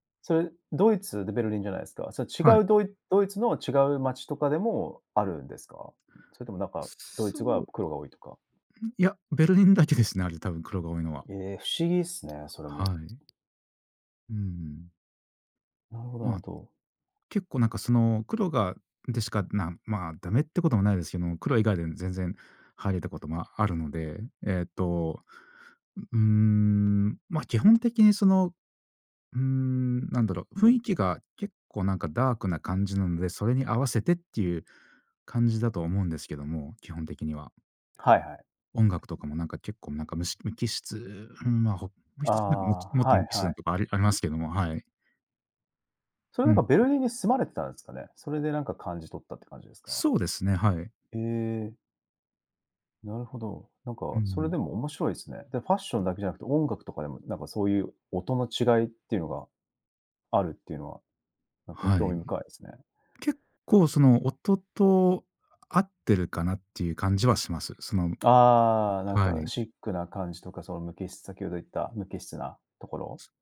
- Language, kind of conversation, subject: Japanese, podcast, 文化的背景は服選びに表れると思いますか？
- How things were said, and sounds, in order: other background noise